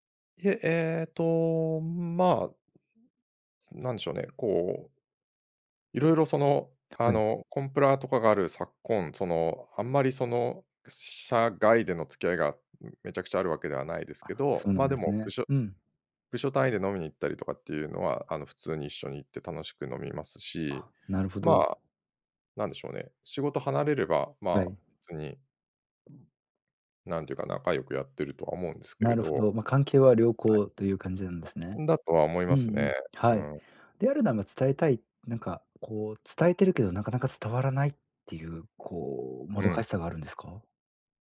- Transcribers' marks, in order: other noise; swallow
- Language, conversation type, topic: Japanese, advice, 仕事で同僚に改善点のフィードバックをどのように伝えればよいですか？
- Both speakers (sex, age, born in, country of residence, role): male, 40-44, Japan, Japan, advisor; male, 50-54, Japan, Japan, user